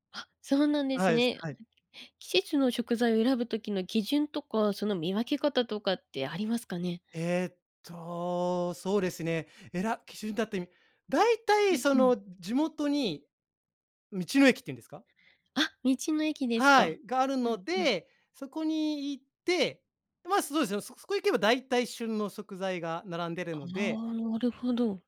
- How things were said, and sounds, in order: other noise
- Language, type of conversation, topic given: Japanese, podcast, 季節の食材をどう楽しんでる？